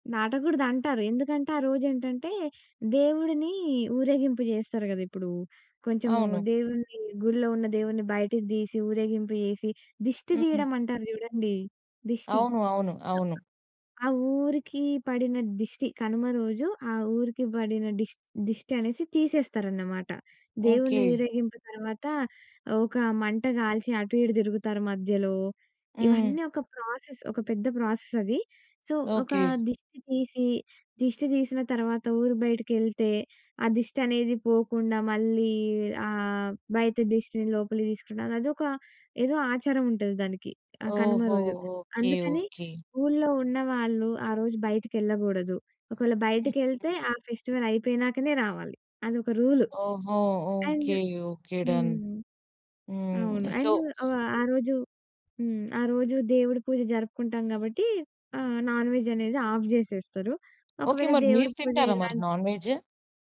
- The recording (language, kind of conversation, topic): Telugu, podcast, పండగను మీరు ఎలా అనుభవించారు?
- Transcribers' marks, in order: in English: "సో"; other noise; in English: "ప్రాసెస్"; in English: "సో"; other background noise; in English: "అండ్"; in English: "డన్"; in English: "అండ్"; in English: "సో"; in English: "నాన్‌వెజ్"; in English: "ఆఫ్"; in English: "నాన్‌వెజ్?"